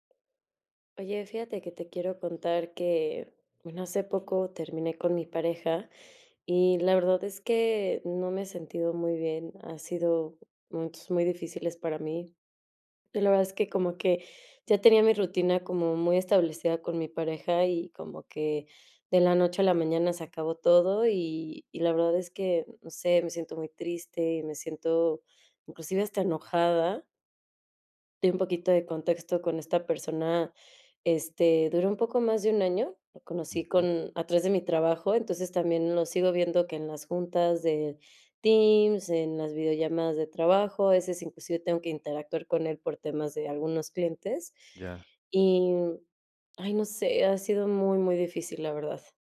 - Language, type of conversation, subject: Spanish, advice, ¿Cómo puedo recuperarme emocionalmente después de una ruptura reciente?
- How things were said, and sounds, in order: tapping